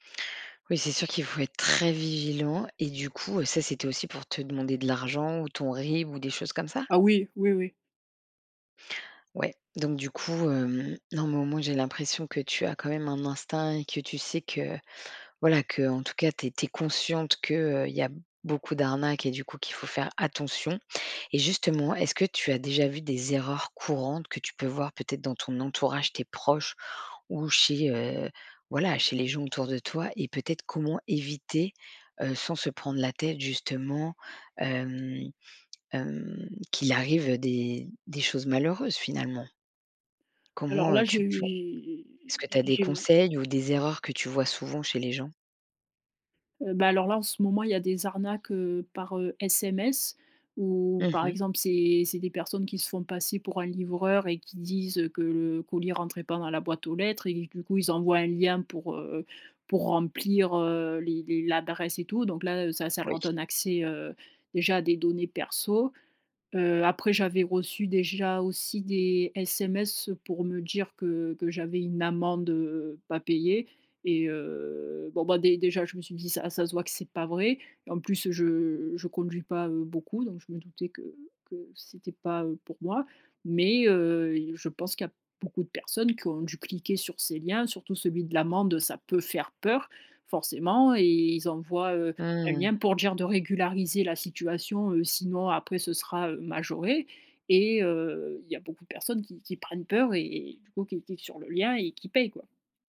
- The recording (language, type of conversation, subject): French, podcast, Comment protéger facilement nos données personnelles, selon toi ?
- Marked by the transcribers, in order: stressed: "très"; unintelligible speech; drawn out: "j'ai"; stressed: "remplir"